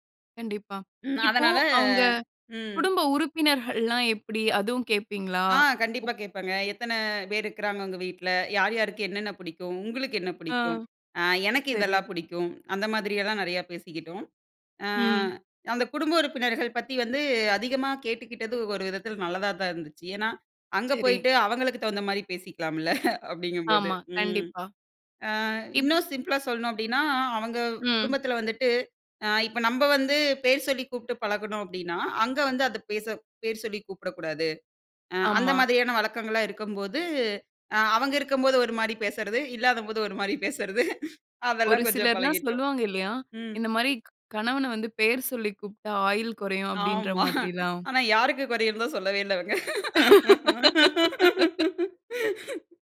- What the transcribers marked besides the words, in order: other background noise; laugh; laughing while speaking: "ஒரு மாரி பேசறது"; laugh; laugh; laugh
- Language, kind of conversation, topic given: Tamil, podcast, திருமணத்திற்கு முன் பேசிக்கொள்ள வேண்டியவை என்ன?